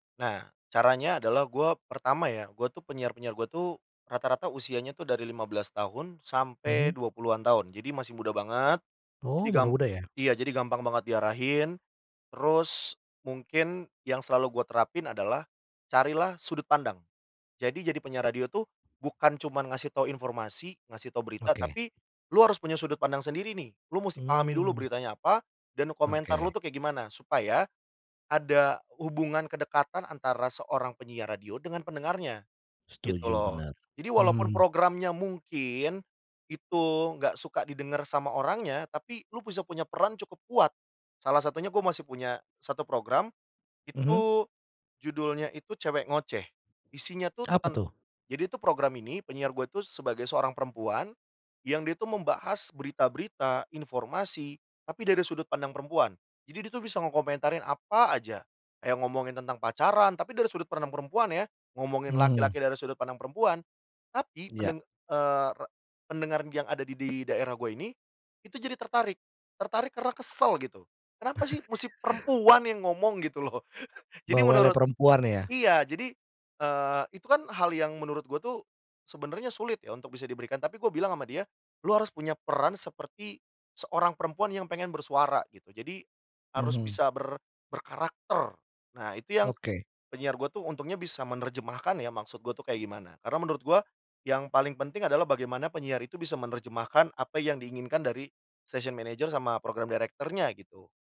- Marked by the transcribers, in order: other background noise; chuckle; in English: "station manager"; in English: "program director-nya"
- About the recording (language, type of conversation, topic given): Indonesian, podcast, Bagaimana kamu menemukan suara atau gaya kreatifmu sendiri?